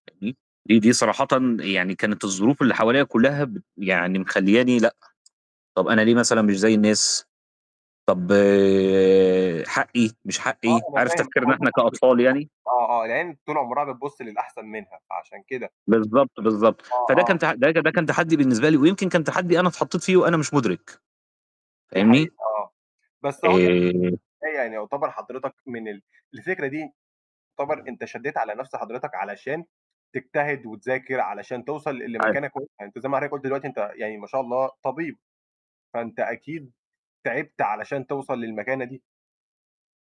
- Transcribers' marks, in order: tapping; unintelligible speech; distorted speech; mechanical hum; unintelligible speech; static
- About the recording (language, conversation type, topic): Arabic, unstructured, إيه أكبر تحدّي قابلَك، وقدرت تتخطّاه إزاي؟